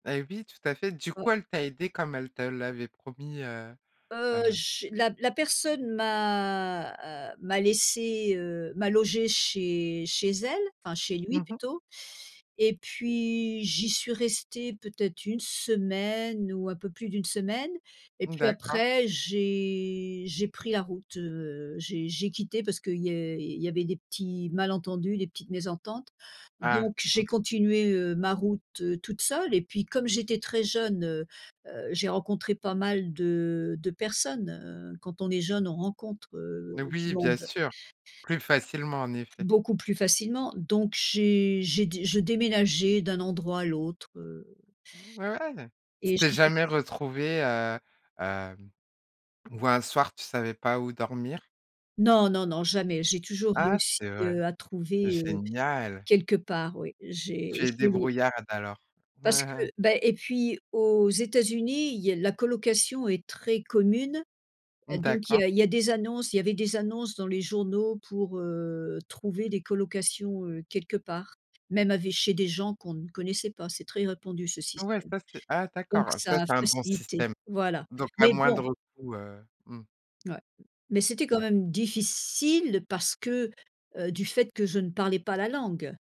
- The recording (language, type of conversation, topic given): French, podcast, Raconte-nous un déménagement ou un départ qui a tout changé.
- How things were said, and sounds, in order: drawn out: "m'a"; other background noise; chuckle